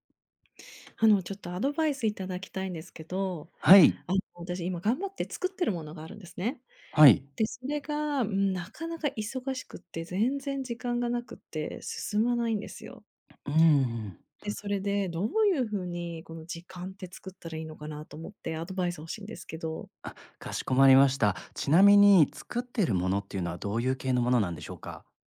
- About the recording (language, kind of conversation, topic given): Japanese, advice, 日常の忙しさで創作の時間を確保できない
- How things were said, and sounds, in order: tapping